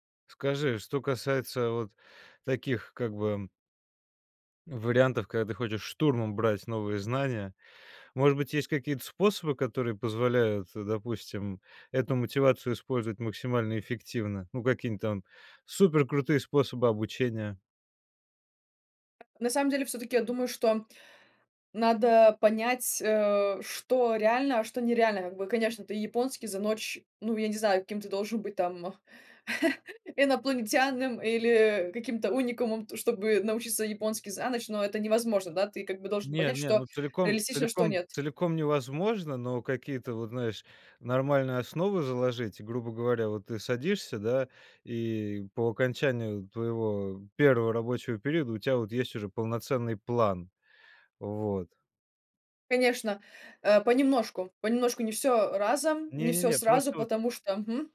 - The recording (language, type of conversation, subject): Russian, podcast, Как ты находишь мотивацию не бросать новое дело?
- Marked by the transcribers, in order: tapping; chuckle